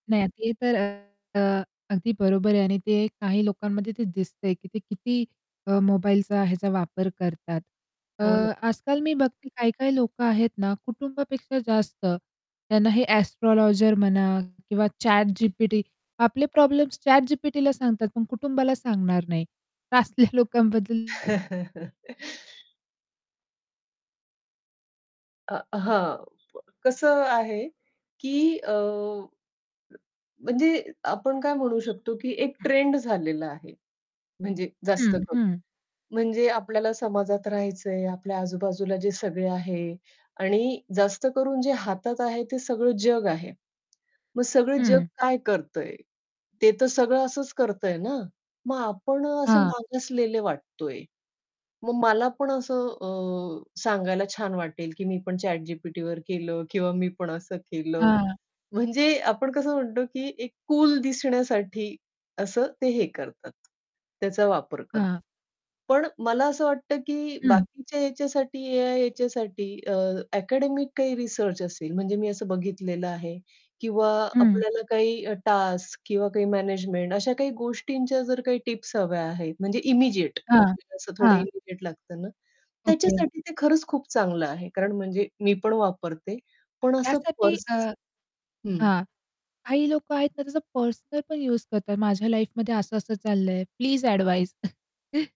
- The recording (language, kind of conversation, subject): Marathi, podcast, कुटुंबाचा पाठिंबा तुमच्यासाठी किती महत्त्वाचा आहे?
- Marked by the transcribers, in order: distorted speech; tapping; static; other background noise; in English: "एस्ट्रोलॉजर"; chuckle; in English: "अकॅडेमिक काही रिसर्च"; in English: "टास्क"; in English: "इमिडिएट"; in English: "इमिडिएट"; in English: "लाईफमध्ये"; chuckle